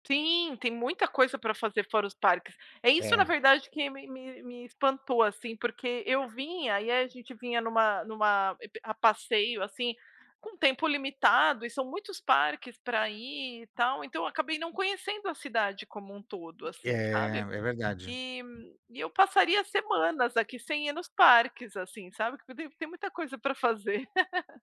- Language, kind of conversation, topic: Portuguese, unstructured, O que faz você se orgulhar da sua cidade?
- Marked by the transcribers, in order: tapping; laugh